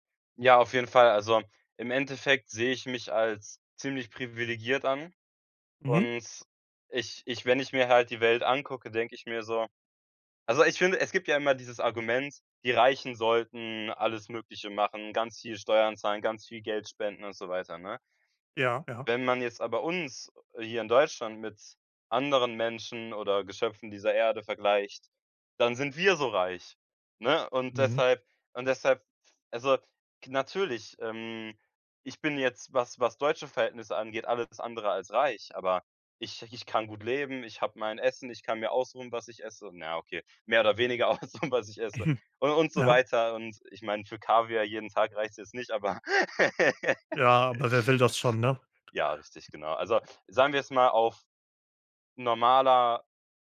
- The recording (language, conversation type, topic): German, advice, Warum habe ich das Gefühl, nichts Sinnvolles zur Welt beizutragen?
- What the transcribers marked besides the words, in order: stressed: "wir"; laughing while speaking: "aussuchen"; laugh; other background noise